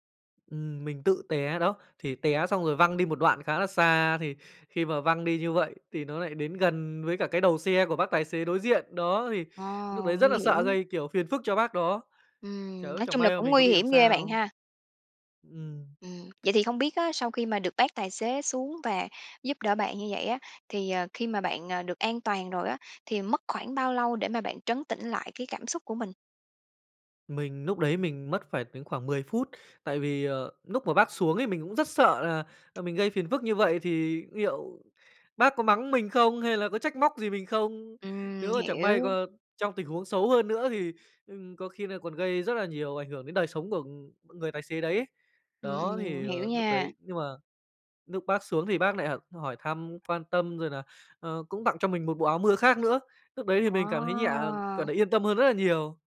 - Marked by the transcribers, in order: tapping
- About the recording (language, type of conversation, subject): Vietnamese, podcast, Bạn đã từng suýt gặp tai nạn nhưng may mắn thoát nạn chưa?